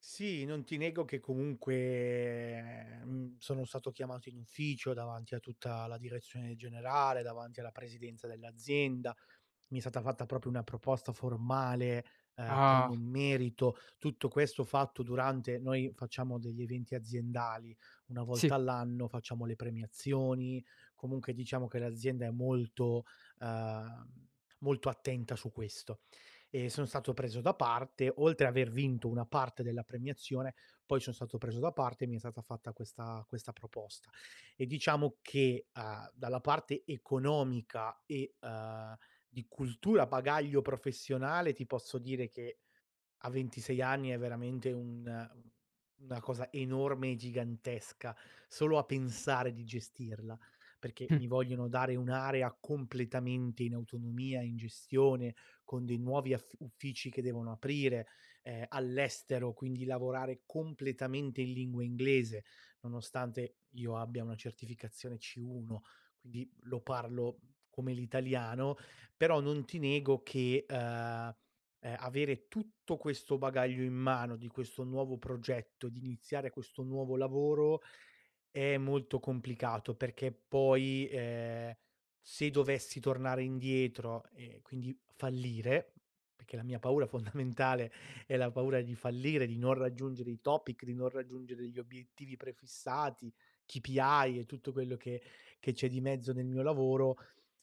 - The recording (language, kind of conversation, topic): Italian, advice, Come posso affrontare la paura di fallire quando sto per iniziare un nuovo lavoro?
- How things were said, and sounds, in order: none